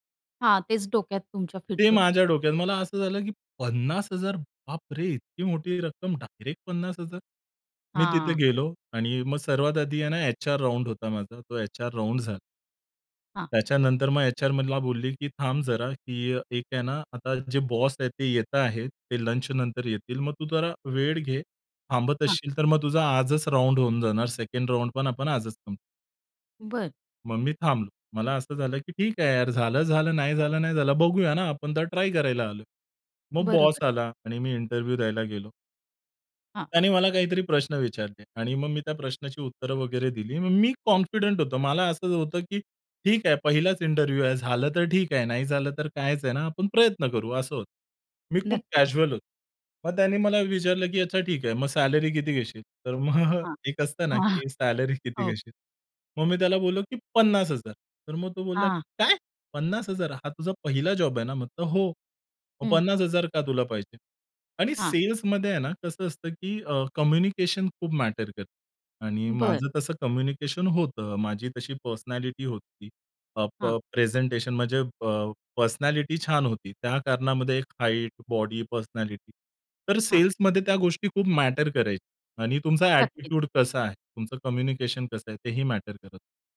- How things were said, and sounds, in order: other noise; surprised: "पन्नास हजार बापरे!"; in English: "एचआर राउंड"; in English: "एचआर राउंड"; "जरा" said as "तरा"; horn; in English: "राउंड"; in English: "सेकंड राउंड"; in English: "इंटरव्ह्यू"; tapping; in English: "इंटरव्ह्यू"; in English: "कॅज्युअल"; laughing while speaking: "हां"; laughing while speaking: "तर मग"; surprised: "काय?"; in English: "पर्सनॅलिटी"; in English: "पर्सनॅलिटी"; in English: "पर्सनॅलिटी"; in English: "ॲटिट्यूड"
- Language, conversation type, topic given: Marathi, podcast, तुम्हाला तुमच्या पहिल्या नोकरीबद्दल काय आठवतं?